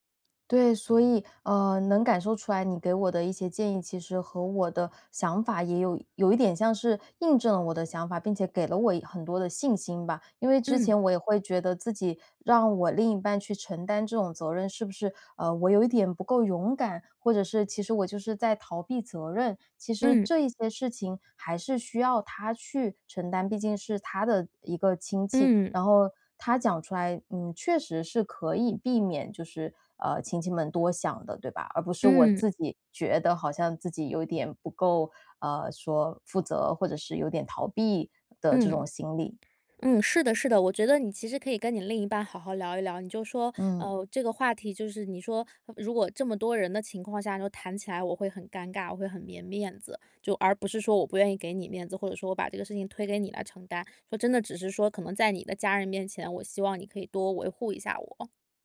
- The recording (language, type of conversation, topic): Chinese, advice, 聚会中出现尴尬时，我该怎么做才能让气氛更轻松自然？
- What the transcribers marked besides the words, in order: other background noise